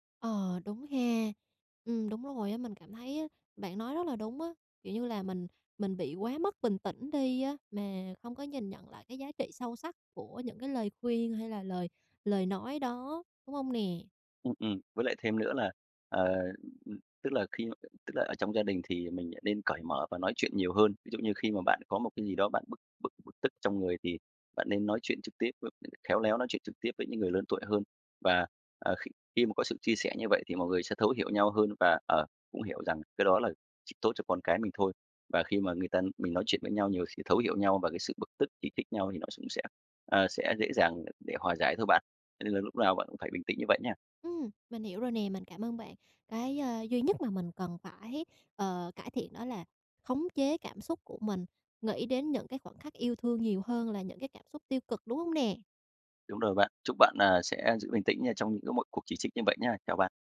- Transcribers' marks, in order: tapping
- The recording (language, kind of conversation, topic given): Vietnamese, advice, Làm sao để giữ bình tĩnh khi bị chỉ trích mà vẫn học hỏi được điều hay?